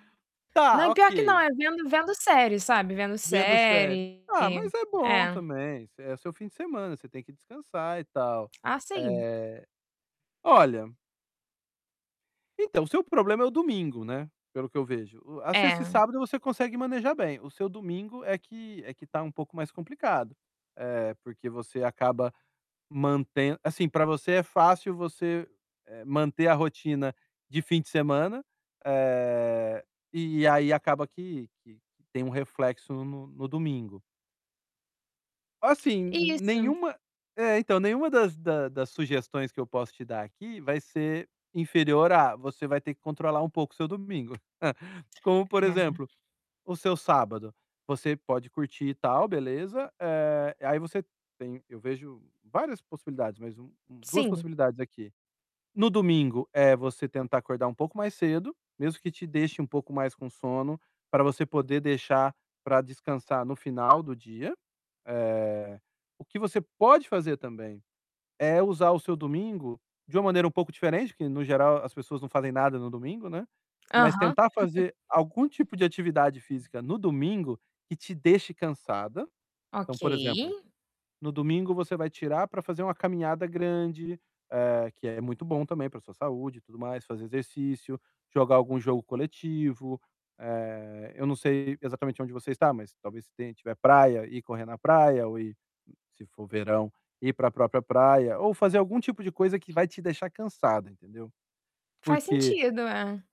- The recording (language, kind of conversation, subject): Portuguese, advice, Como posso manter bons hábitos de sono durante viagens e nos fins de semana?
- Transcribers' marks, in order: distorted speech; tapping; chuckle; chuckle; static